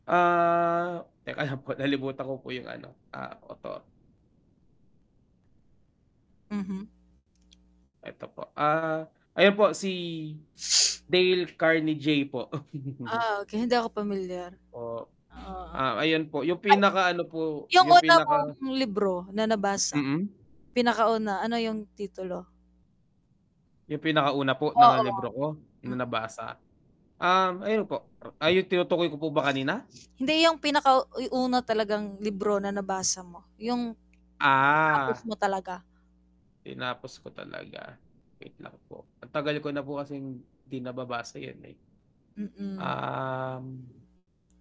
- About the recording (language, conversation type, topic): Filipino, unstructured, Alin ang mas gusto mo: magbasa ng libro o manood ng pelikula?
- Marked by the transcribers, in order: static; drawn out: "Ah"; lip smack; sniff; other background noise; chuckle; sniff; mechanical hum; distorted speech; wind